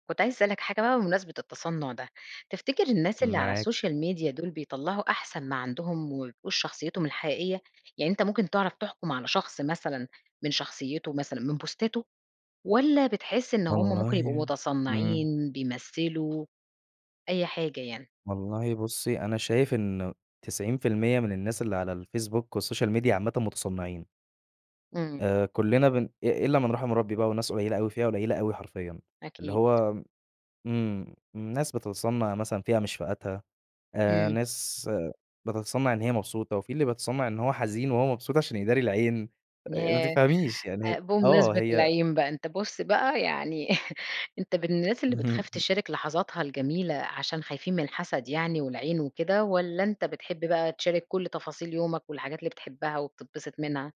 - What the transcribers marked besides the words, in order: in English: "الsocial media"; in English: "بوستاته"; in English: "والsocial media"; chuckle; chuckle
- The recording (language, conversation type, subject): Arabic, podcast, إيه رأيك في تأثير السوشيال ميديا على العلاقات؟